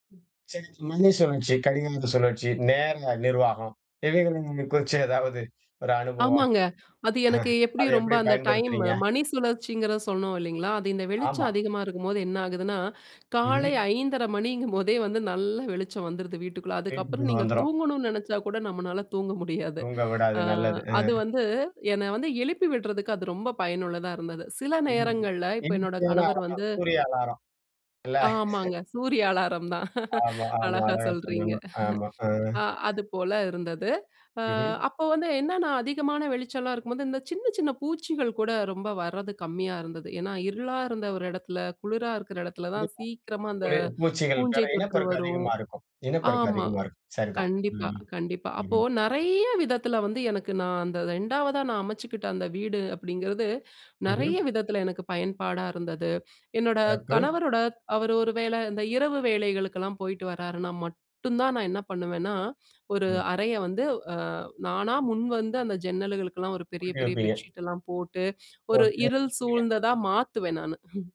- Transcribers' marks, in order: laughing while speaking: "தூங்க முடியாது"; unintelligible speech; laughing while speaking: "இல்ல?"; laughing while speaking: "ஆமாங்க. சூரிய அலாரம் தான். அழகா சொல்றீங்க"; other background noise; in English: "பெட்ஷீட்லாம்"; unintelligible speech; laugh
- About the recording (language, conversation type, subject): Tamil, podcast, நேர ஒழுங்கும் வெளிச்சமும் — உங்கள் வீட்டில் இவற்றை நீங்கள் எப்படிப் பயன்படுத்துகிறீர்கள்?